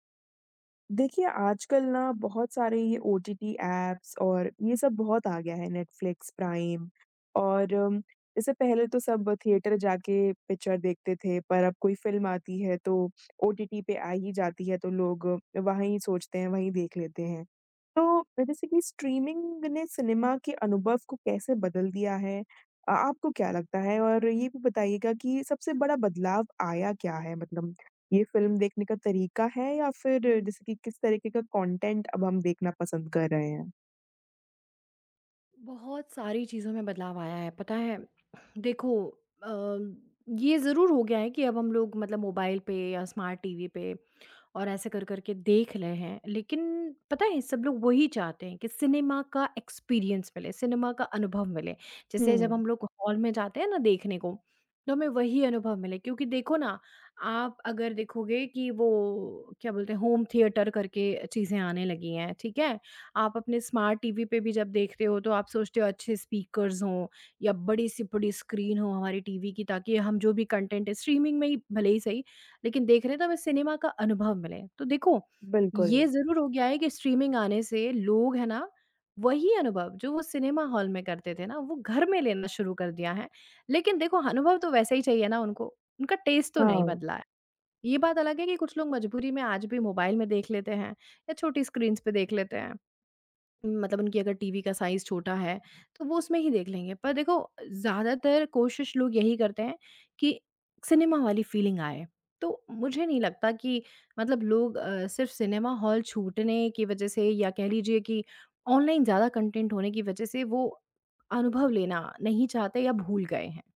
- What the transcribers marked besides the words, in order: tapping; in English: "स्ट्रीमिंग"; in English: "कॉन्टेंट"; in English: "एक्सपीरियंस"; in English: "स्पीकर्स"; in English: "कंटेंट"; in English: "स्ट्रीमिंग"; in English: "स्ट्रीमिंग"; in English: "टेस्ट"; in English: "स्क्रीन्स"; in English: "साइज़"; in English: "फीलिंग"; in English: "कंटेंट"
- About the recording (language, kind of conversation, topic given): Hindi, podcast, स्ट्रीमिंग ने सिनेमा के अनुभव को कैसे बदला है?